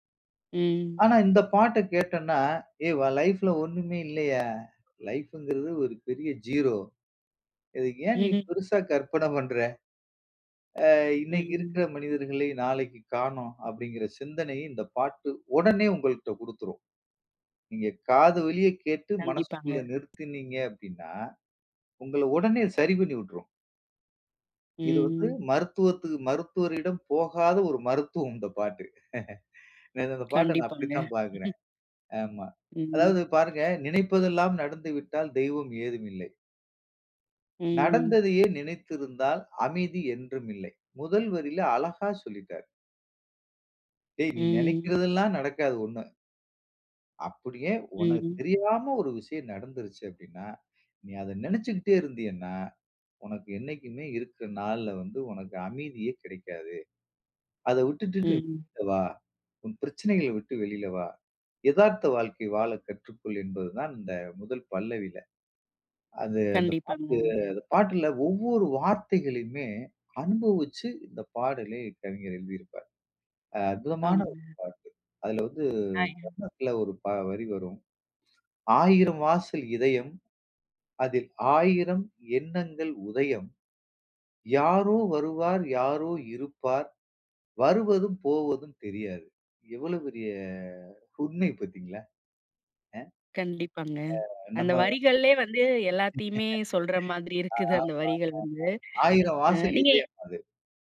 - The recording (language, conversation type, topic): Tamil, podcast, நினைவுகளை மீண்டும் எழுப்பும் ஒரு பாடலைப் பகிர முடியுமா?
- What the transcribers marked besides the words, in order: other noise; chuckle; chuckle; unintelligible speech; unintelligible speech; other background noise; "பார்த்தீங்களா" said as "பத்தீங்களா?"; unintelligible speech; chuckle; laughing while speaking: "இருக்குது"